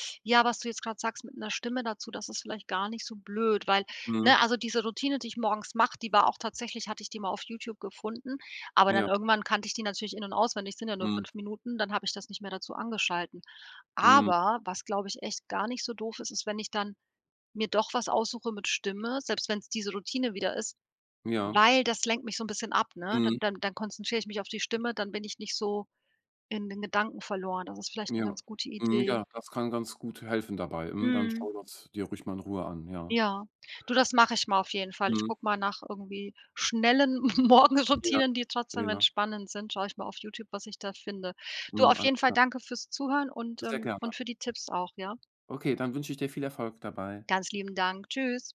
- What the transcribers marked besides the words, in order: "angeschaltet" said as "angeschalten"; other background noise; laughing while speaking: "Morgenroutinen"
- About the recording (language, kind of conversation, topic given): German, advice, Wie kann ich zu Hause zur Ruhe kommen, wenn meine Gedanken ständig kreisen?